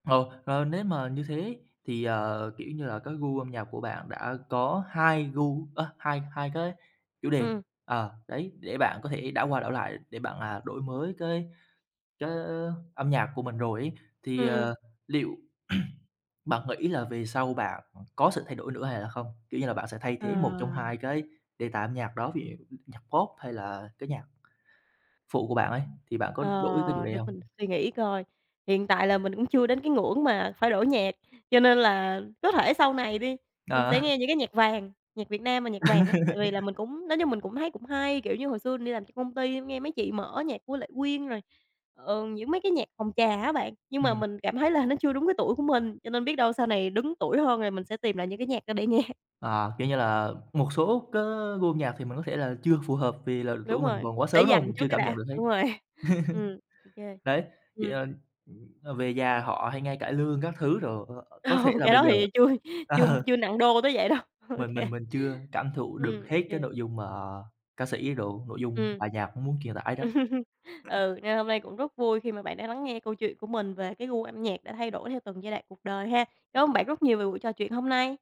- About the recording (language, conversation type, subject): Vietnamese, podcast, Bạn thay đổi gu nghe nhạc như thế nào qua từng giai đoạn của cuộc đời?
- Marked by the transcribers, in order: throat clearing; other background noise; tapping; laughing while speaking: "Ờ"; laugh; laughing while speaking: "là"; laughing while speaking: "nghe"; laughing while speaking: "rồi"; chuckle; laughing while speaking: "Ồ"; laughing while speaking: "chui"; laughing while speaking: "ờ"; laughing while speaking: "đâu. OK"; laughing while speaking: "Ừm"; other noise